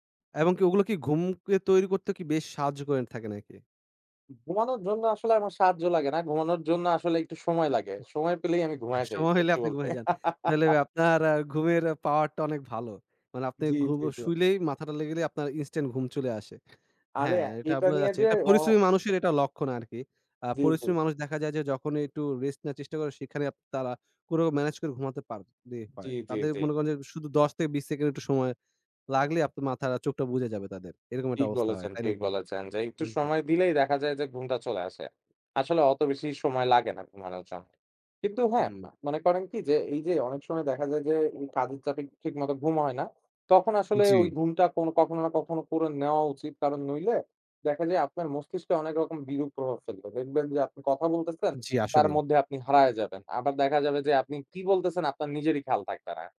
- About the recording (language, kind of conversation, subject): Bengali, podcast, ফোকাস হারালেও তুমি নিজেকে কীভাবে আবার মনোযোগী করে তোলো?
- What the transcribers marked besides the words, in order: laughing while speaking: "সময় হইলে আপনি ঘুমায় যান"; laugh; "লাগলেই" said as "লেগেরেই"; tapping